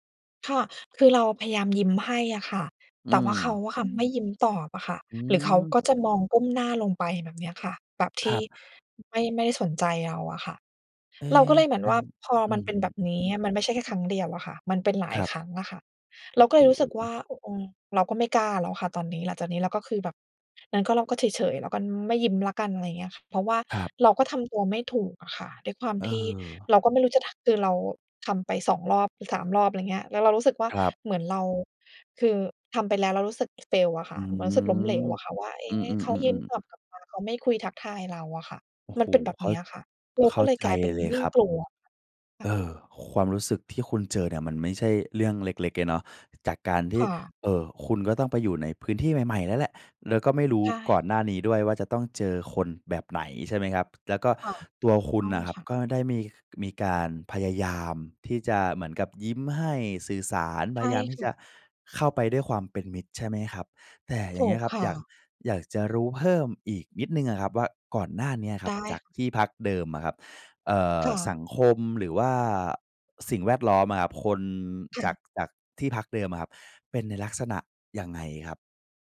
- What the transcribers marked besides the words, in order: in English: "fail"
- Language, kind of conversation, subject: Thai, advice, คุณกังวลเรื่องการเข้ากลุ่มสังคมใหม่และกลัวว่าจะเข้ากับคนอื่นไม่ได้ใช่ไหม?